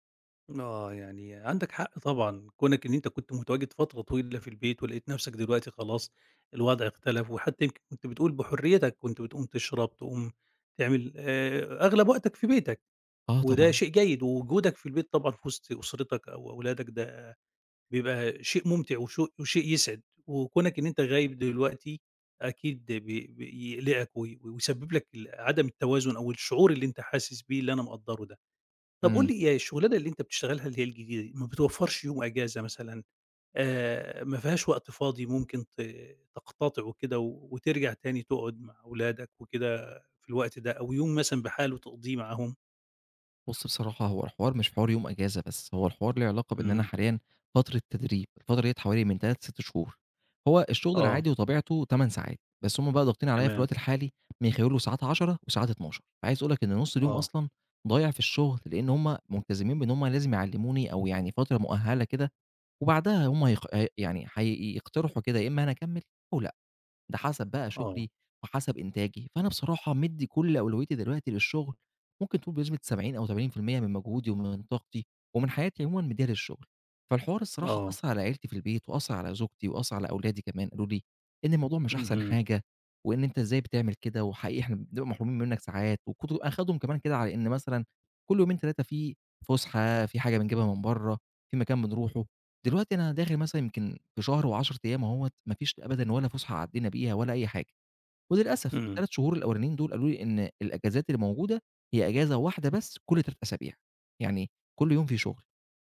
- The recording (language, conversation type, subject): Arabic, advice, إزاي بتحس إنك قادر توازن بين الشغل وحياتك مع العيلة؟
- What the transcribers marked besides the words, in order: none